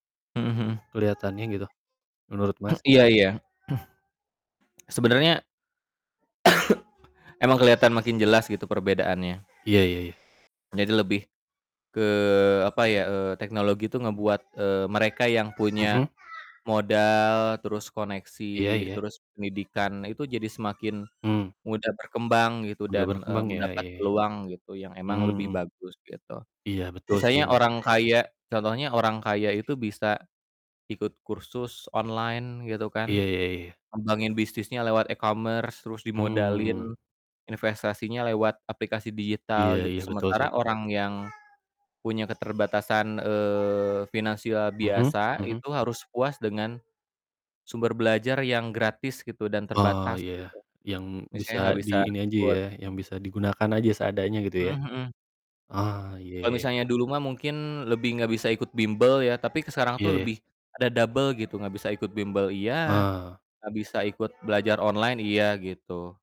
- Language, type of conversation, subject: Indonesian, unstructured, Bagaimana menurutmu teknologi dapat memperburuk kesenjangan sosial?
- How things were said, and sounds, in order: baby crying; throat clearing; cough; static; background speech; in English: "e-commerce"; distorted speech